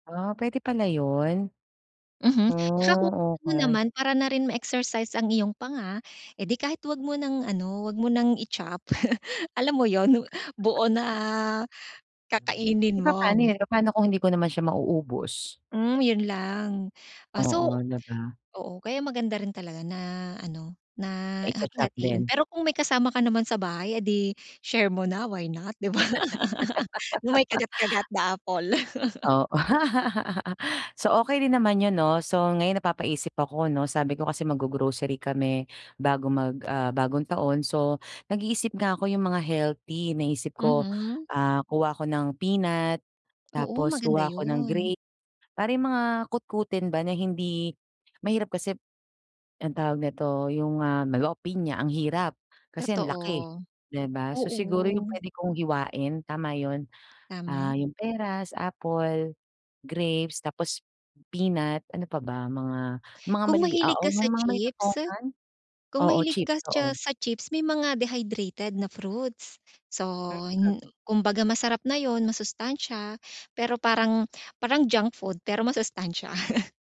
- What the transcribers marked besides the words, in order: other background noise; unintelligible speech; chuckle; tapping; laugh; laugh; laugh; unintelligible speech; laugh
- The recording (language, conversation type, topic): Filipino, advice, Paano ako makakabuo ng mas matatag na disiplina sa sarili?